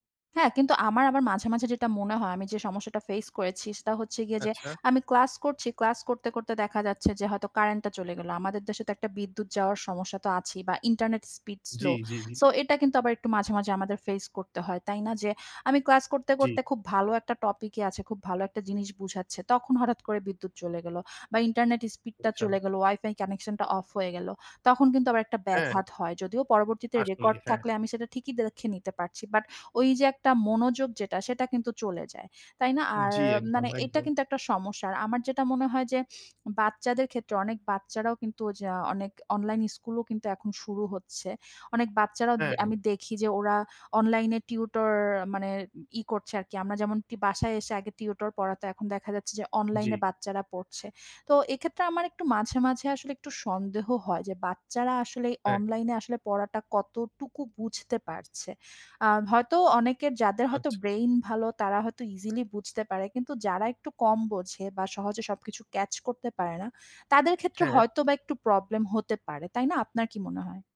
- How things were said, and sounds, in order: tapping; other background noise; "দেখে" said as "দ্যেখে"
- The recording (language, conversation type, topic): Bengali, unstructured, অনলাইনে পড়াশোনার সুবিধা ও অসুবিধা কী কী?